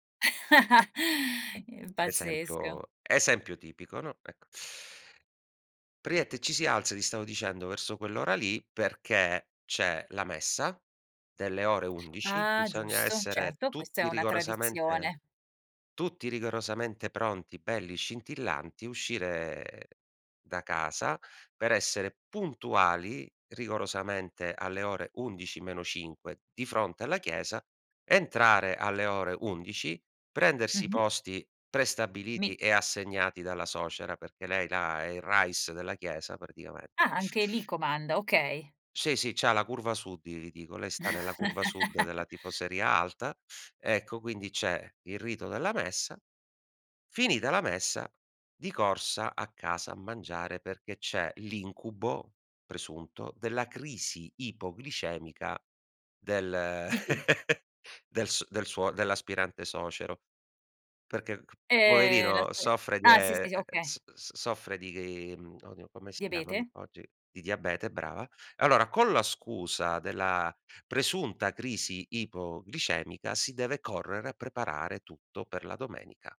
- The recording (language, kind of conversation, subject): Italian, podcast, Come vivevi il rito del pranzo in famiglia nei tuoi ricordi?
- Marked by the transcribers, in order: chuckle; tapping; other background noise; "Praticamente" said as "Priette"; "delle" said as "telle"; "Giusto" said as "Giusso"; "suocera" said as "socera"; chuckle; chuckle; "suocero" said as "socero"; "okay" said as "ochee"